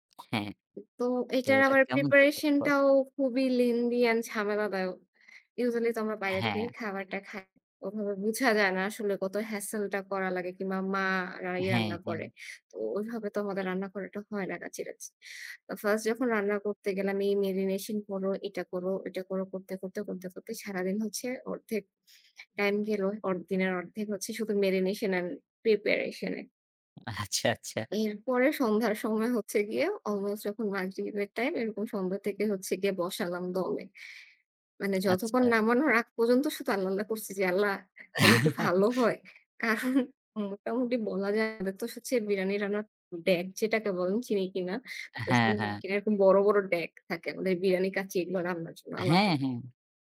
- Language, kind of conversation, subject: Bengali, unstructured, আপনার জীবনের সবচেয়ে স্মরণীয় খাবার কোনটি?
- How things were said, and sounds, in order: other background noise; laughing while speaking: "আচ্ছা, আচ্ছা"; laugh; tapping; unintelligible speech